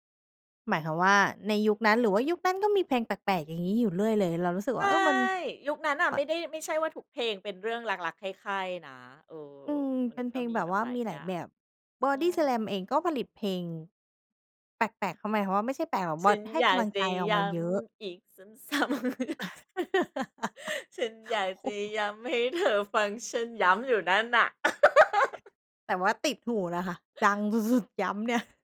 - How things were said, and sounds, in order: singing: "ฉันอยากจะย้ำอีกซ้ำ ๆ"; chuckle; laugh; gasp; laughing while speaking: "โอ้โฮ"; singing: "ฉันอยากจะย้ำให้เธอฟังฉัน"; other background noise; laugh
- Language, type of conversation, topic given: Thai, podcast, มีเพลงไหนที่พอฟังแล้วพาคุณย้อนกลับไปวัยเด็กได้ไหม?